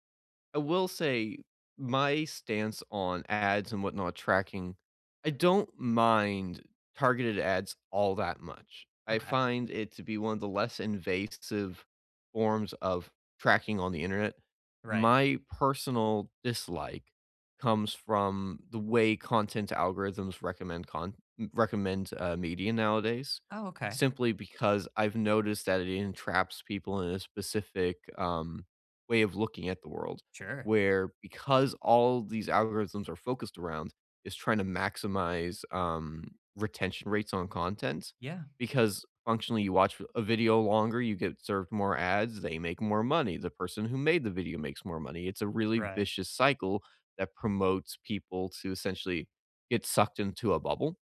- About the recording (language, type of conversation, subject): English, unstructured, How do you feel about ads tracking what you do online?
- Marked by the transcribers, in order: none